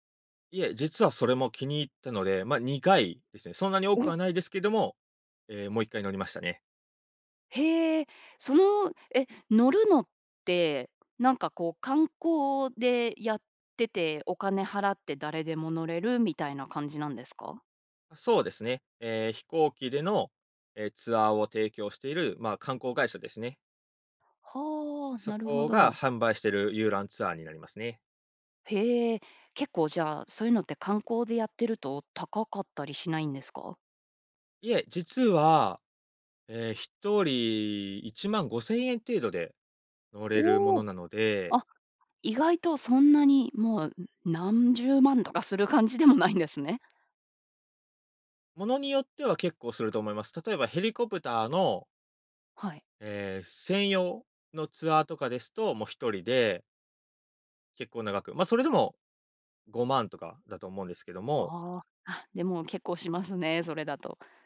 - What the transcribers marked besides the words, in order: tapping; other background noise; laughing while speaking: "ないんですね"
- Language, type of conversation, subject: Japanese, podcast, 自然の中で最も感動した体験は何ですか？